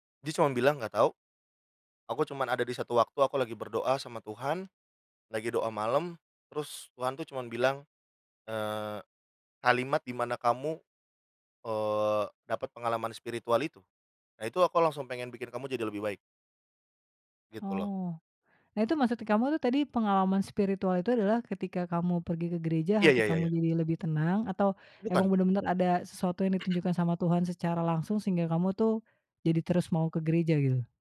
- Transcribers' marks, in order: other background noise; throat clearing
- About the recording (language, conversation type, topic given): Indonesian, podcast, Siapa orang yang pernah membantumu berubah menjadi lebih baik?